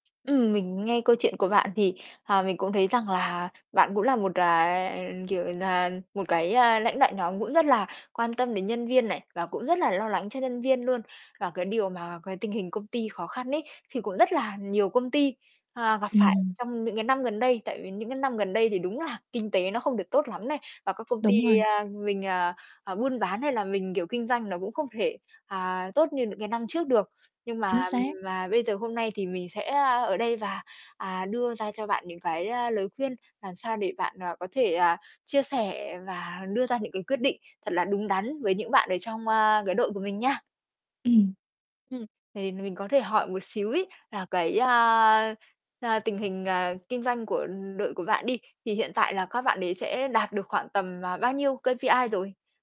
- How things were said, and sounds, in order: tapping; in English: "K-P-I"
- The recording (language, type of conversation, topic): Vietnamese, advice, Làm thế nào tôi có thể lãnh đạo nhóm và ra quyết định hiệu quả trong thời kỳ bất ổn?